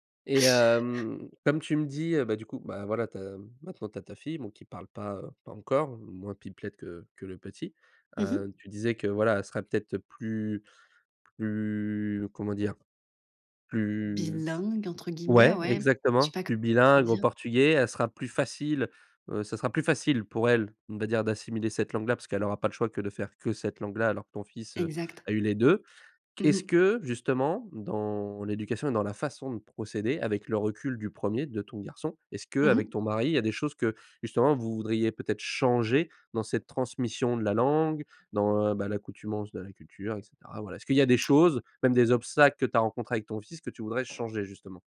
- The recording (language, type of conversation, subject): French, podcast, Quelle langue parles-tu à la maison, et pourquoi ?
- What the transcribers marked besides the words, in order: drawn out: "hem"; tapping